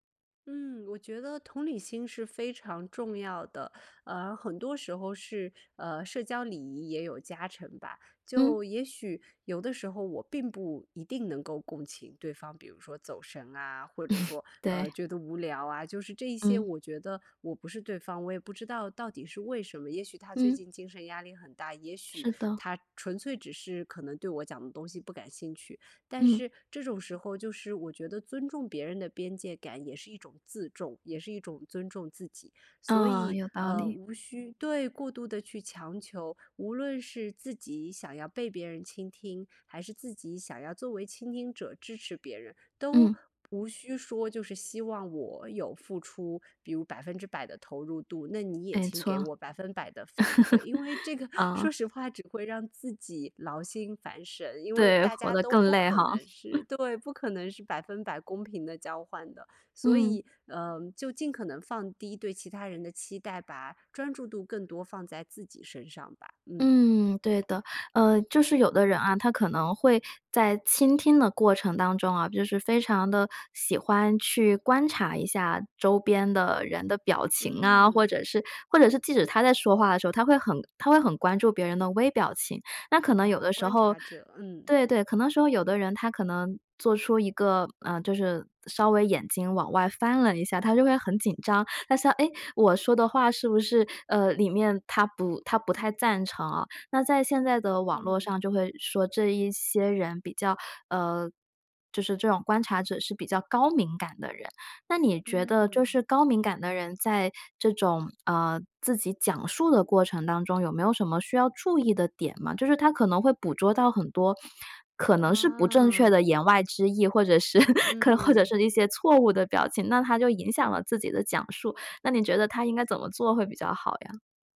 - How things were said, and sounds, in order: laugh; laugh; laughing while speaking: "这个"; chuckle; laugh
- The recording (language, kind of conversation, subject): Chinese, podcast, 有什么快速的小技巧能让别人立刻感到被倾听吗？